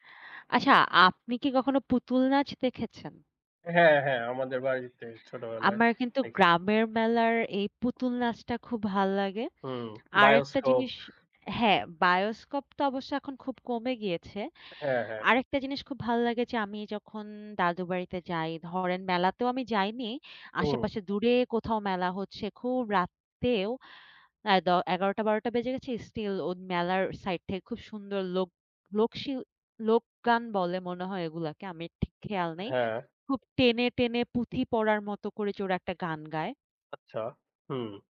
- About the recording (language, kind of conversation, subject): Bengali, unstructured, গ্রামবাংলার মেলা কি আমাদের সংস্কৃতির অবিচ্ছেদ্য অংশ?
- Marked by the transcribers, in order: other background noise; unintelligible speech; tapping